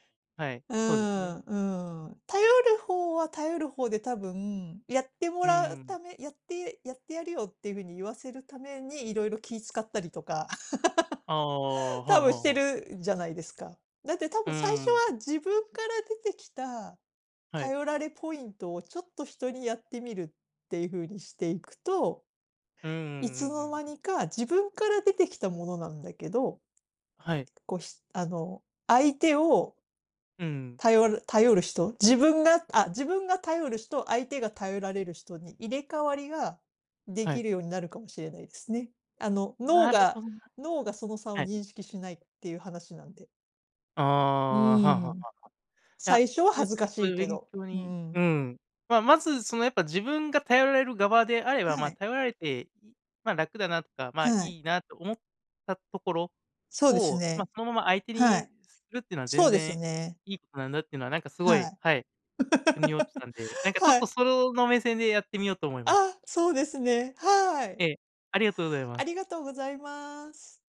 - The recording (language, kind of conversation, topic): Japanese, advice, 感情を抑えて孤立してしまう自分のパターンを、どうすれば変えられますか？
- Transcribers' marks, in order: laugh; other background noise; laugh